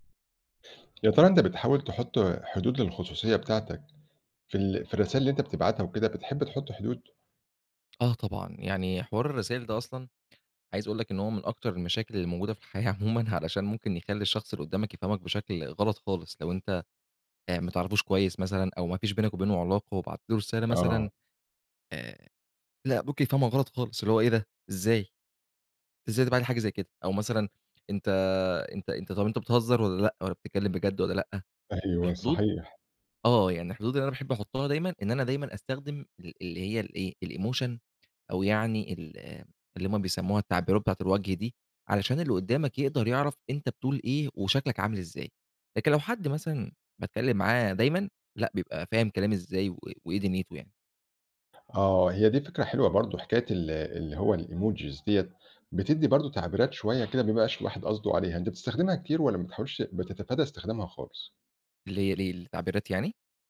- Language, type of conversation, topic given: Arabic, podcast, إيه حدود الخصوصية اللي لازم نحطّها في الرسايل؟
- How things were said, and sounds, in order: tapping; other background noise; laughing while speaking: "في الحياة عمومًا"; in English: "الemotion"; in English: "الemojis"